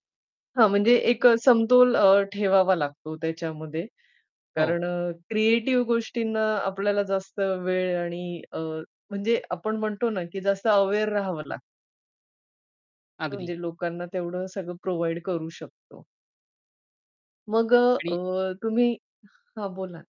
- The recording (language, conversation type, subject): Marathi, podcast, सर्जनशीलतेचा अडथळा आला की तुम्ही काय करता?
- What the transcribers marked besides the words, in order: static; in English: "अवेअर"; distorted speech; in English: "प्रोव्हाईड"